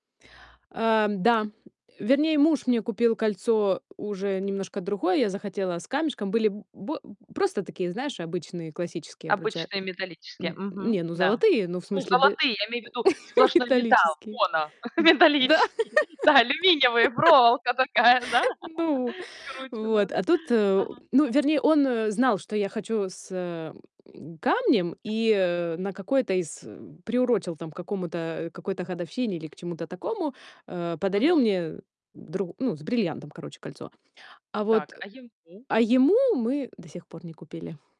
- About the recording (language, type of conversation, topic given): Russian, podcast, Расскажи о поездке, которая пошла наперекосяк, но в итоге запомнилась хорошо?
- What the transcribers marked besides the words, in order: other background noise; distorted speech; chuckle; laughing while speaking: "металлические. Да, алюминиевые, проволока такая, да, скрученная, да"; laugh; grunt